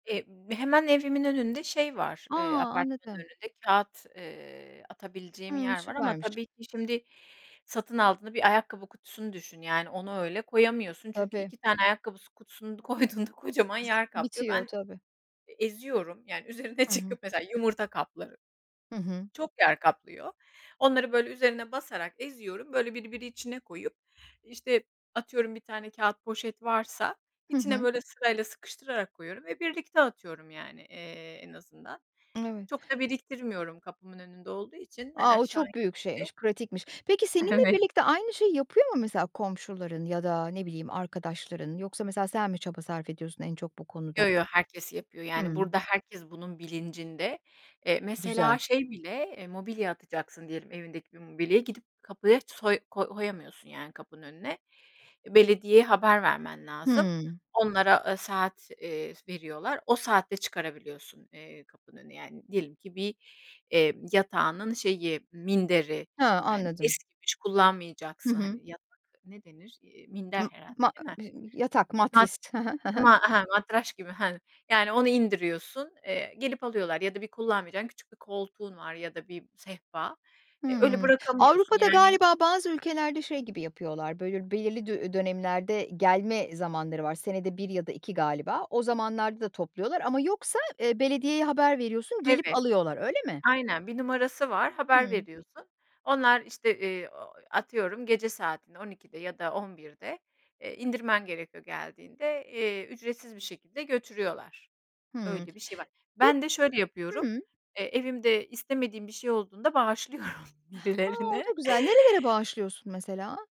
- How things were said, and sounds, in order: other background noise; tapping; laughing while speaking: "koyduğunda"; laughing while speaking: "çıkıp"; laughing while speaking: "Evet"; laughing while speaking: "bağışlıyorum birilerine"; chuckle
- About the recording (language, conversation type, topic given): Turkish, podcast, Günlük hayatında çevre için yaptığın küçük değişiklikler neler?